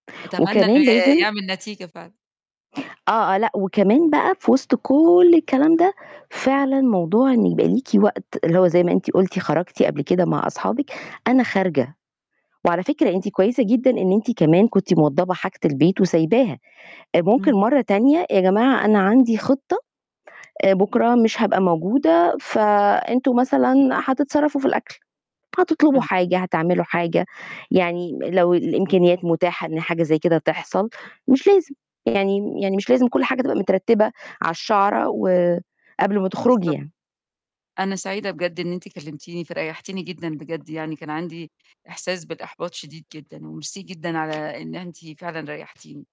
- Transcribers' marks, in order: other background noise
- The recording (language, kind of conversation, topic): Arabic, advice, إزاي بتوصف إحساسك بالإرهاق من إنك بتحاول ترضي كل الناس وبتحس إن صوتك الحقيقي بيضيع؟